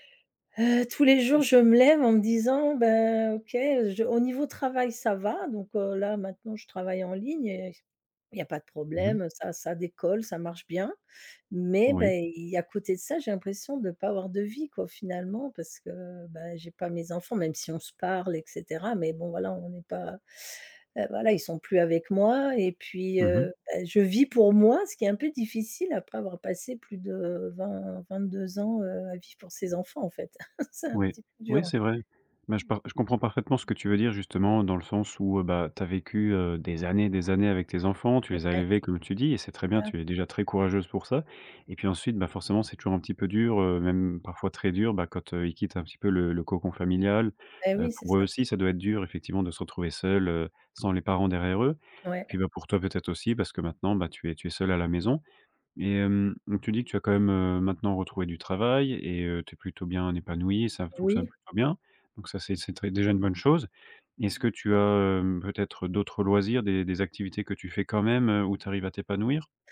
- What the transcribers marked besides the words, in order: unintelligible speech; chuckle; laughing while speaking: "C'est un petit peu dur"
- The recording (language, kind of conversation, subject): French, advice, Comment expliquer ce sentiment de vide malgré votre succès professionnel ?